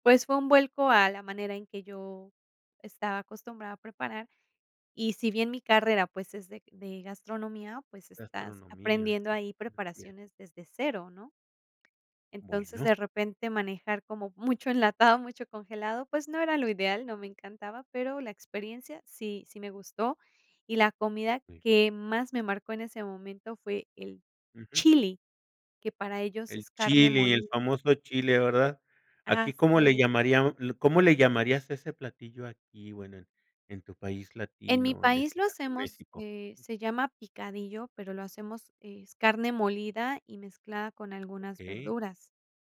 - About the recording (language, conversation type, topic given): Spanish, podcast, ¿Qué viaje te cambió la manera de ver la vida?
- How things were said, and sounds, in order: unintelligible speech